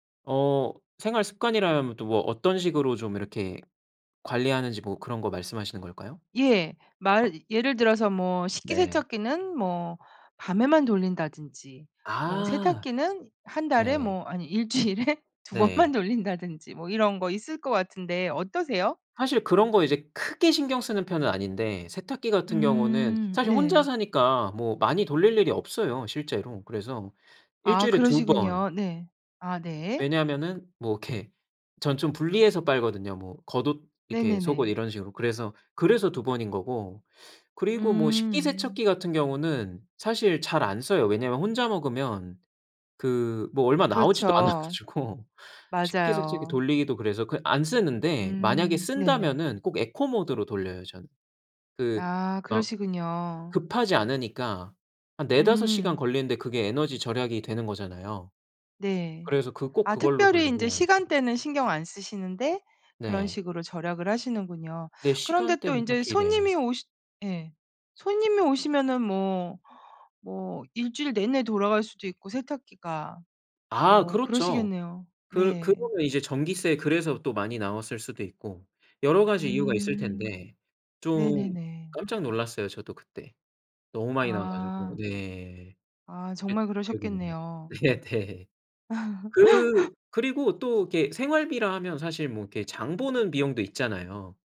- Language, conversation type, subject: Korean, podcast, 생활비를 절약하는 습관에는 어떤 것들이 있나요?
- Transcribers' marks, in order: laughing while speaking: "일 주일에 두 번만 돌린다든지"; other background noise; in English: "에코 모드로"; laughing while speaking: "네네"; laugh